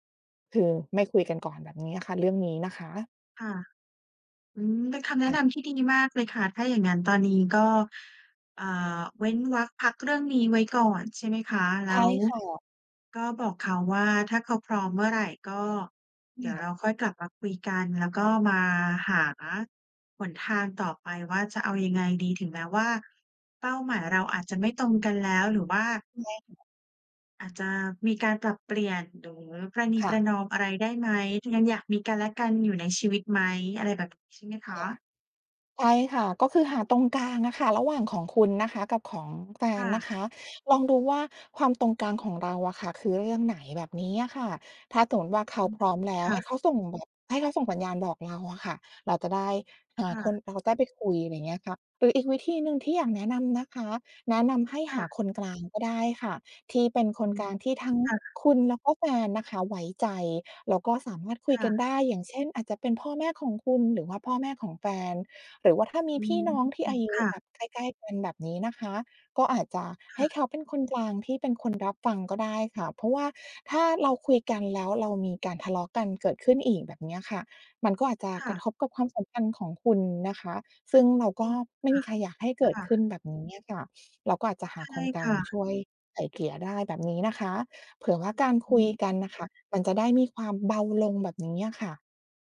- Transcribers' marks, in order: other background noise; tapping
- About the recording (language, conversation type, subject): Thai, advice, ไม่ตรงกันเรื่องการมีลูกทำให้ความสัมพันธ์ตึงเครียด